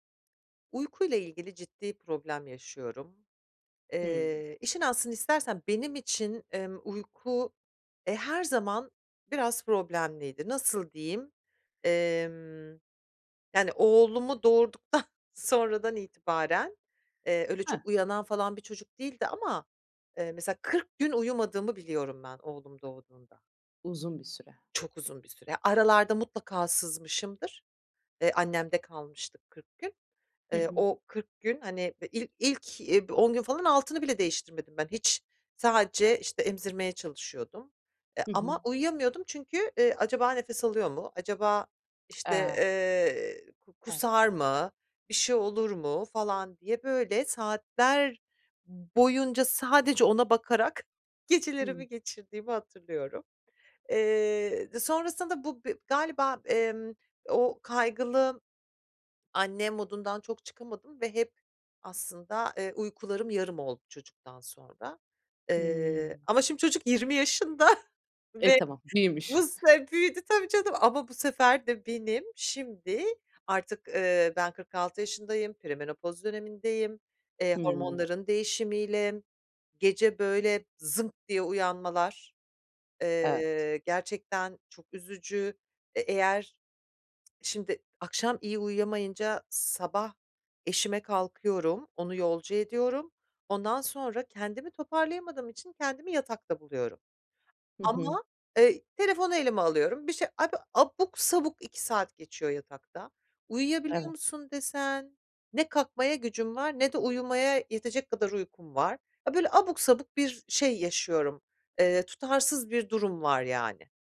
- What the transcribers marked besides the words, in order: other background noise; laughing while speaking: "doğurduktan"; laughing while speaking: "gecelerimi geçirdiğimi hatırlıyorum"; laughing while speaking: "yaşında"; laughing while speaking: "nasılsa e, büyüdü tabii canım"; tapping
- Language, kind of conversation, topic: Turkish, advice, Tutarlı bir uyku programını nasıl oluşturabilirim ve her gece aynı saatte uyumaya nasıl alışabilirim?